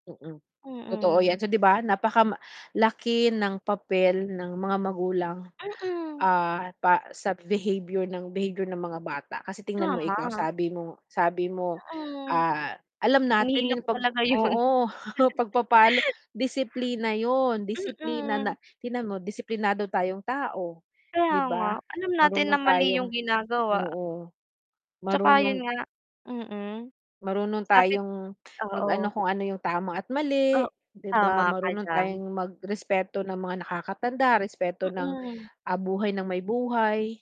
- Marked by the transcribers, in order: distorted speech; laughing while speaking: "yun"; chuckle; static; mechanical hum
- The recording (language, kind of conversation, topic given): Filipino, unstructured, Ano ang dapat gawin kung may batang nananakit ng hayop?